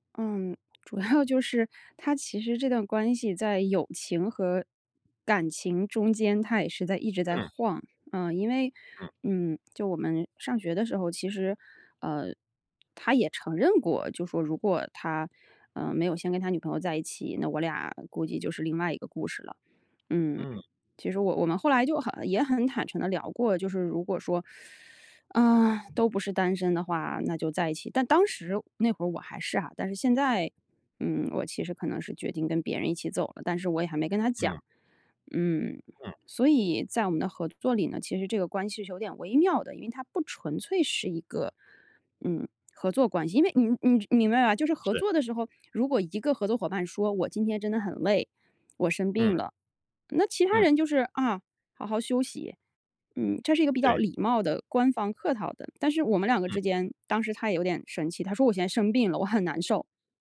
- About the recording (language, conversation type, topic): Chinese, advice, 我该如何重建他人对我的信任并修复彼此的关系？
- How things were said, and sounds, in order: laughing while speaking: "主要"; teeth sucking